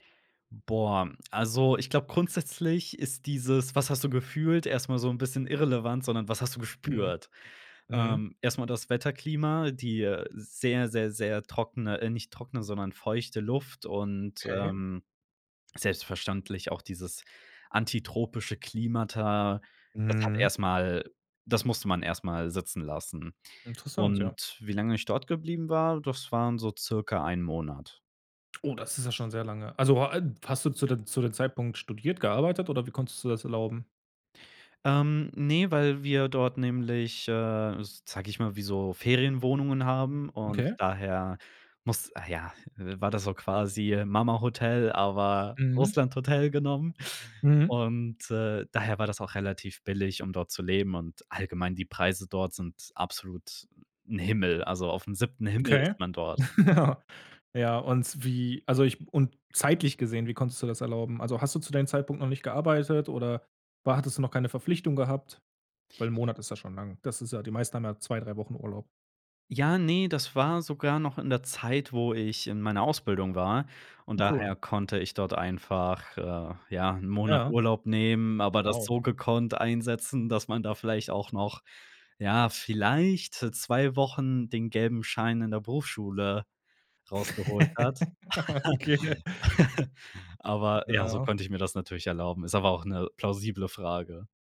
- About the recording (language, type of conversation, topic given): German, podcast, Was war dein schönstes Reiseerlebnis und warum?
- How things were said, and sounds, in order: chuckle; laughing while speaking: "Ja"; chuckle; laughing while speaking: "Okay, ne?"; chuckle